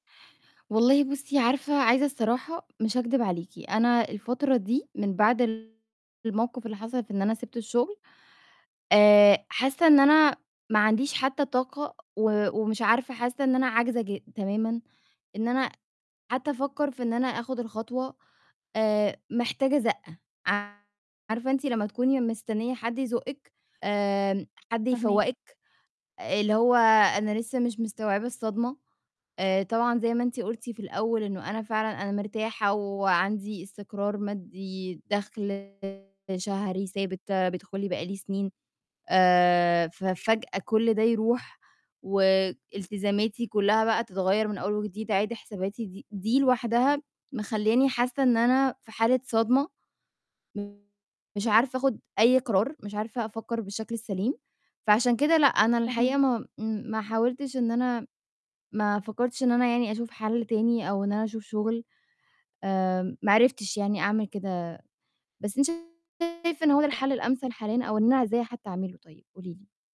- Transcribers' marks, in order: distorted speech; unintelligible speech
- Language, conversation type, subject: Arabic, advice, أعمل إيه لو اتفصلت من الشغل فجأة ومش عارف/ة أخطط لمستقبلي المادي والمهني؟